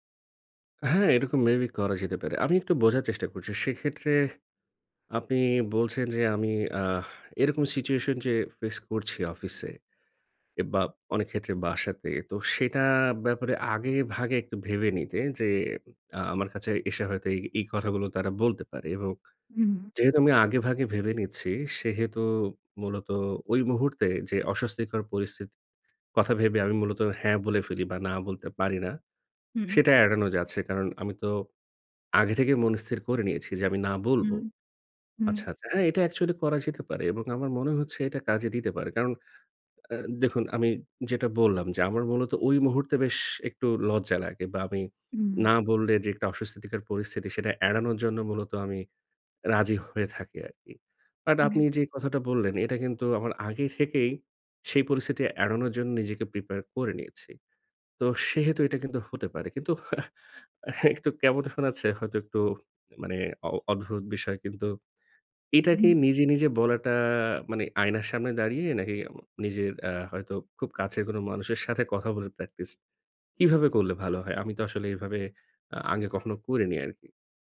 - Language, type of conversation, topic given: Bengali, advice, না বলতে না পারার কারণে অতিরিক্ত কাজ নিয়ে আপনার ওপর কি অতিরিক্ত চাপ পড়ছে?
- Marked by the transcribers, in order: "অস্বস্থিকর" said as "অসস্থতিকর"; scoff; horn